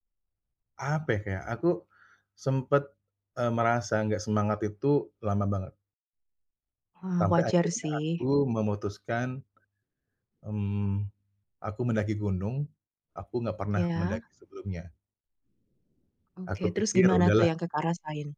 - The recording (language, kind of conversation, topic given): Indonesian, advice, Bagaimana perpisahan itu membuat harga diri kamu menurun?
- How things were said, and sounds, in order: none